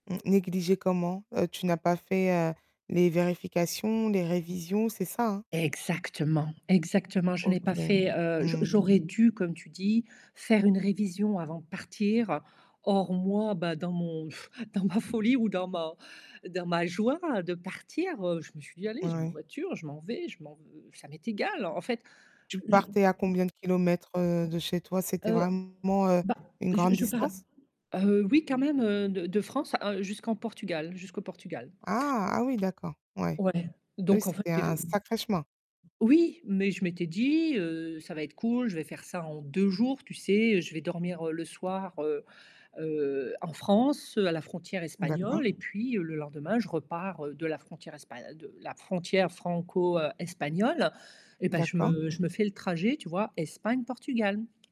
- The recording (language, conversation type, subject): French, podcast, Comment savoir s’il faut persévérer ou abandonner après un échec ?
- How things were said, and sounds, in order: other background noise; laughing while speaking: "dans"; distorted speech; unintelligible speech; tapping